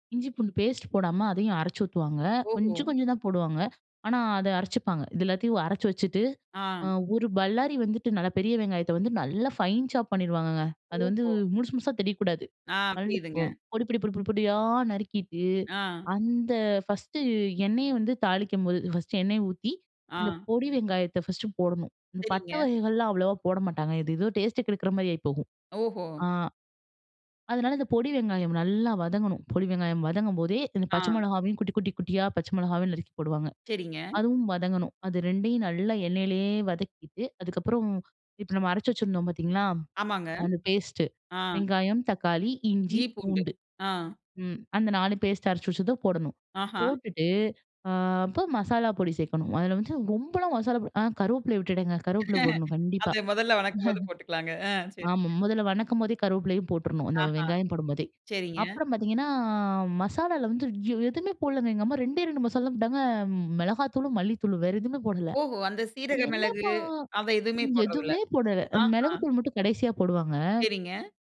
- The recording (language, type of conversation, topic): Tamil, podcast, அம்மாவின் சமையல் ரகசியங்களைப் பகிரலாமா?
- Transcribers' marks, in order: other background noise; in English: "ஃபைன் சாப்"; unintelligible speech; other noise; laughing while speaking: "அத மொதல்ல வணக்கும் போது போட்டுக்கலாங்க, அ செரிங்க"; chuckle; drawn out: "பாத்தீங்கன்னா"